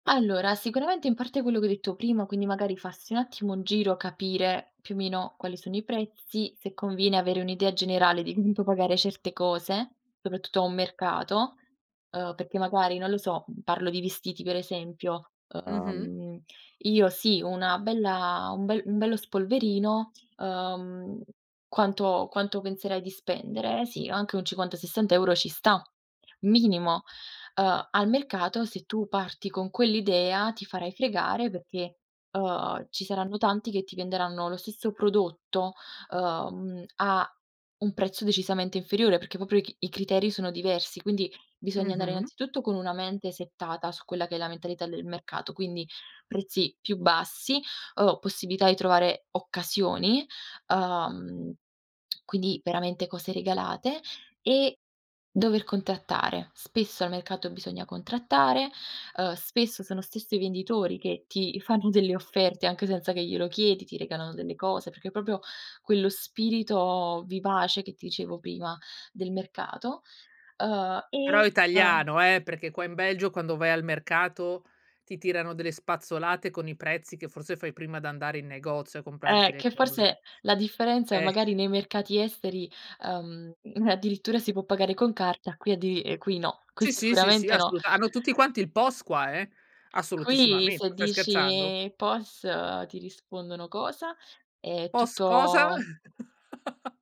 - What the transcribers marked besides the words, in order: unintelligible speech; "proprio" said as "propio"; lip smack; laughing while speaking: "fanno"; "proprio" said as "propio"; chuckle
- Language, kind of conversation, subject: Italian, podcast, Come scegli di solito cosa comprare al mercato?